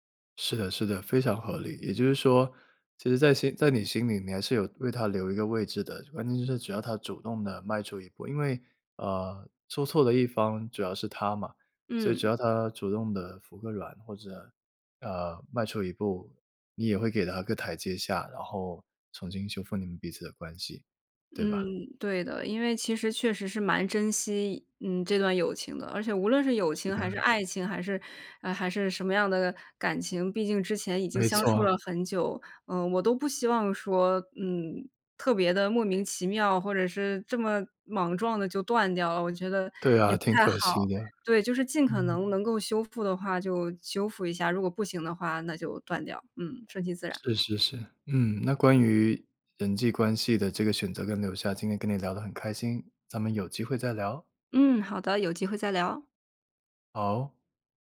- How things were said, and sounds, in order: other background noise; tapping
- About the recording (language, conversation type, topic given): Chinese, podcast, 你如何决定是留下还是离开一段关系？